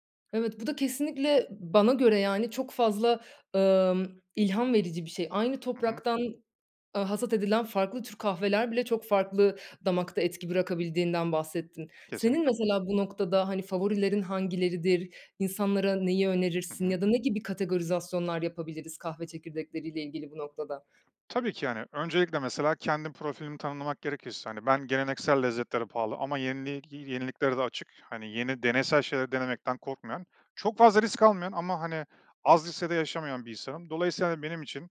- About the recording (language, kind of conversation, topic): Turkish, podcast, Bu yaratıcı hobinle ilk ne zaman ve nasıl tanıştın?
- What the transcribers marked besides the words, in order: tapping; other background noise